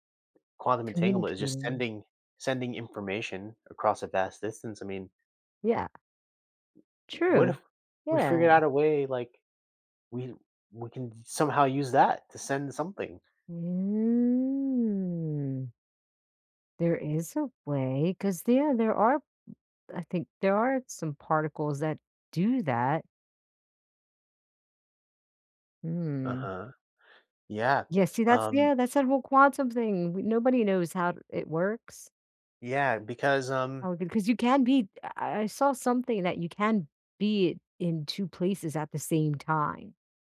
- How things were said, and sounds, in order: drawn out: "Mm"
- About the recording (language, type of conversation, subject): English, unstructured, How will technology change the way we travel in the future?
- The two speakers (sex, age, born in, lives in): female, 40-44, United States, United States; male, 35-39, United States, United States